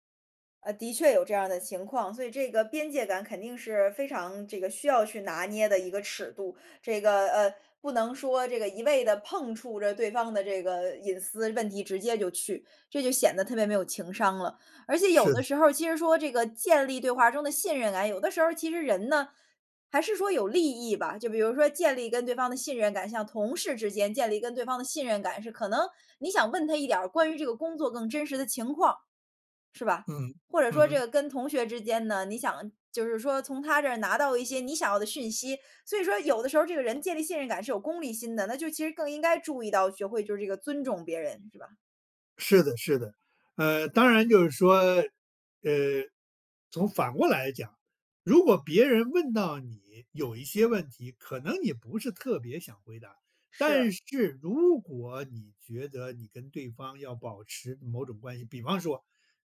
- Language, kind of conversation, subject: Chinese, podcast, 你如何在对话中创造信任感？
- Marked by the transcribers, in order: none